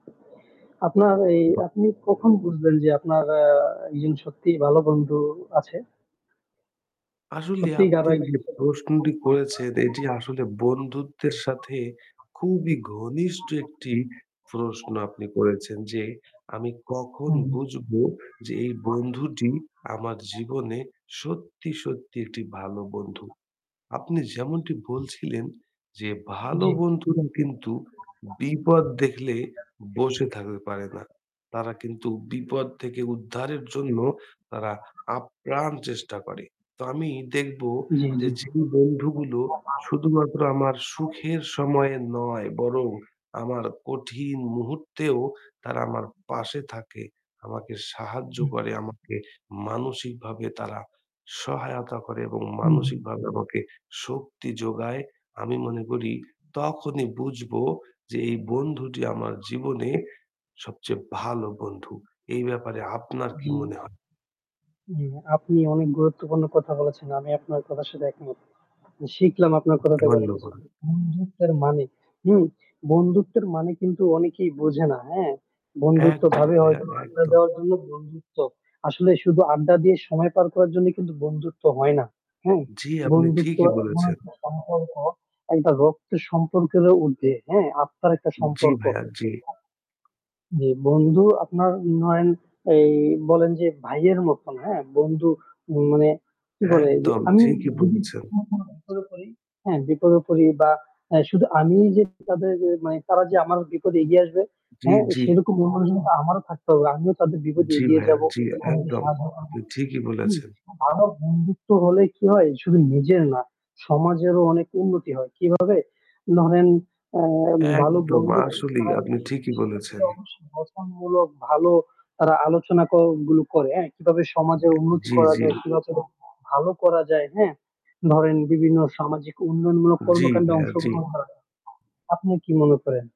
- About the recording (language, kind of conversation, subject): Bengali, unstructured, আপনি কীভাবে ভালো বন্ধুত্ব গড়ে তোলেন?
- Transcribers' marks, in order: static; other background noise; unintelligible speech; other noise; background speech; horn; unintelligible speech